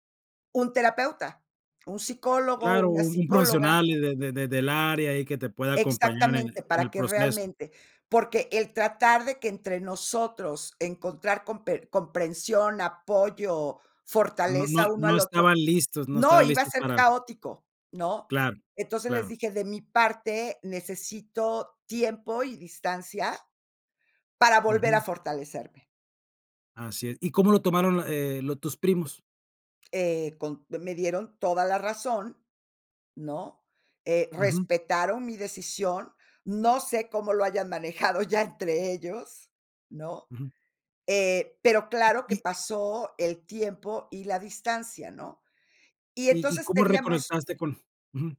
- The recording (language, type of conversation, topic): Spanish, podcast, ¿Qué acciones sencillas recomiendas para reconectar con otras personas?
- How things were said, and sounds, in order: laughing while speaking: "manejado"; tapping